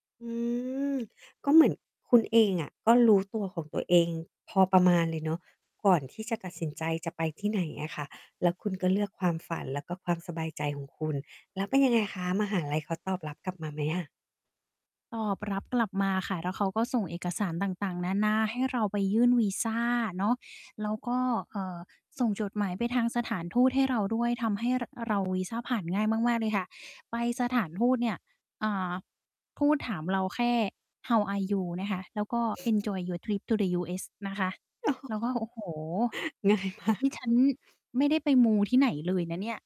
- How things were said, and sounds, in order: mechanical hum; in English: "How are you ?"; other background noise; in English: "Enjoy your trip to the US"; chuckle; laughing while speaking: "ง่ายมาก"; static
- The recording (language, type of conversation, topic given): Thai, podcast, เมื่อคุณต้องเลือกระหว่างความปลอดภัยกับความฝัน คุณจะเลือกอย่างไร?